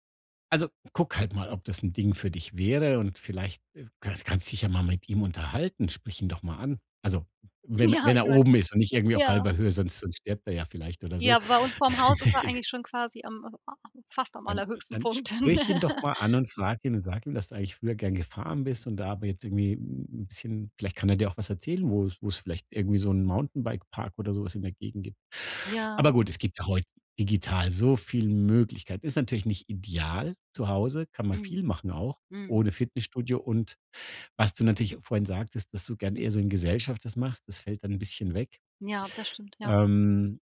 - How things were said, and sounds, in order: laughing while speaking: "Ja"; giggle; laugh
- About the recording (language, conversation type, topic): German, advice, Wie kann ich mich motivieren, mich im Alltag regelmäßig zu bewegen?